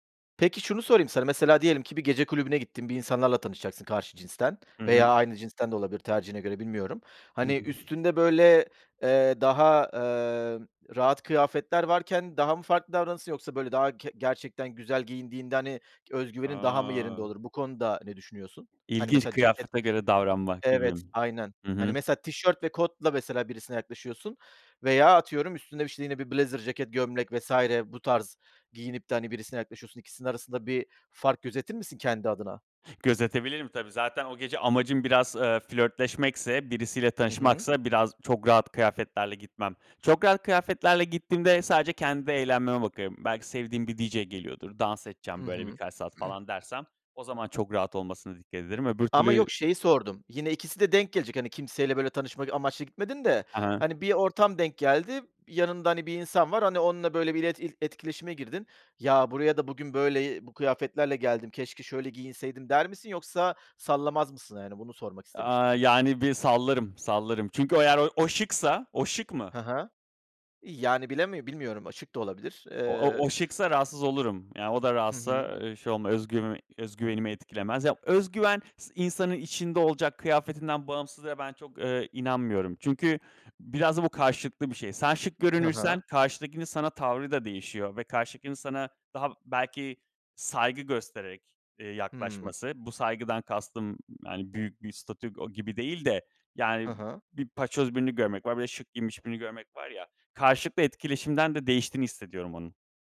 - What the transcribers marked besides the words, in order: unintelligible speech; other background noise; other noise; in English: "blazer"; throat clearing
- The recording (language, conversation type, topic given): Turkish, podcast, Kıyafetler özgüvenini nasıl etkiler sence?